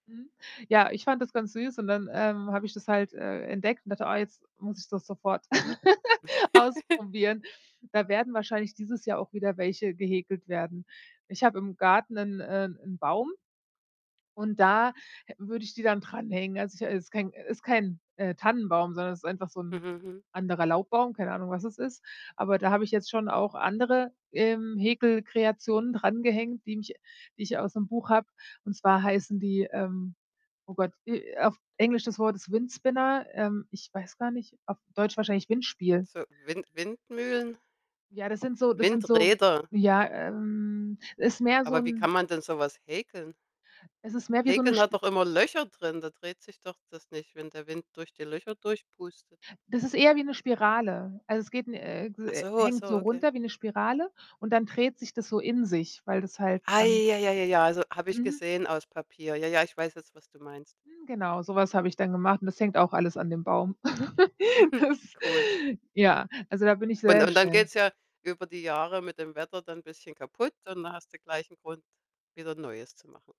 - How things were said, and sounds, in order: chuckle; distorted speech; in English: "Windspinner"; other background noise; static; chuckle
- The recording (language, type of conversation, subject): German, podcast, Wie inspirieren Bücher deine Kreativität?